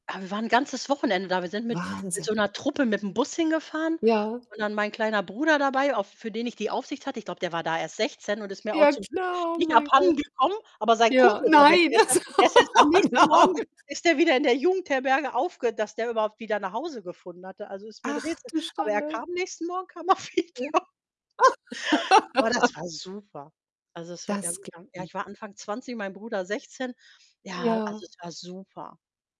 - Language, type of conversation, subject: German, unstructured, Gibt es ein Lied, das dich sofort an eine schöne Zeit erinnert?
- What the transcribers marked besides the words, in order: distorted speech; other background noise; laughing while speaking: "also oh nein"; tapping; unintelligible speech; laugh; laughing while speaking: "er wieder"; chuckle; stressed: "super"